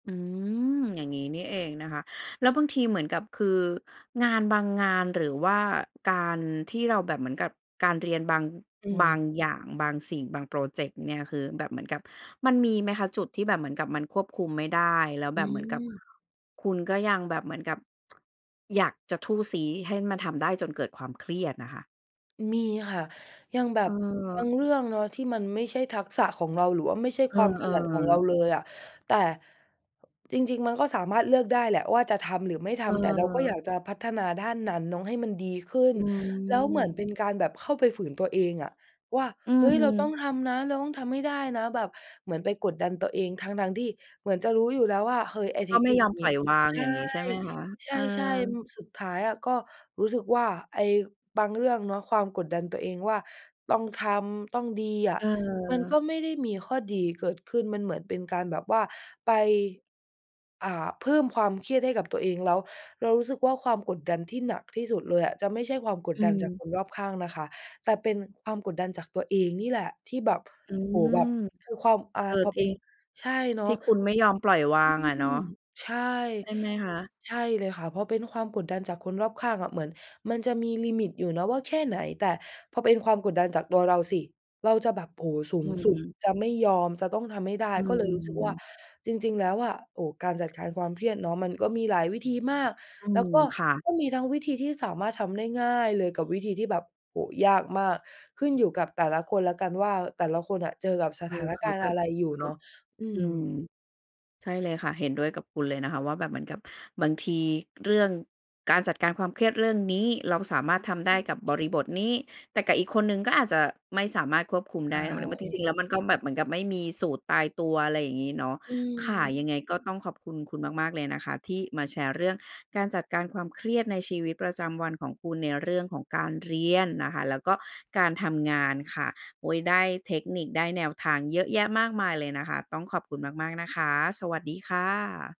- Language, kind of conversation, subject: Thai, podcast, คุณจัดการกับความเครียดในชีวิตประจำวันยังไง?
- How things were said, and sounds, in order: tsk; other background noise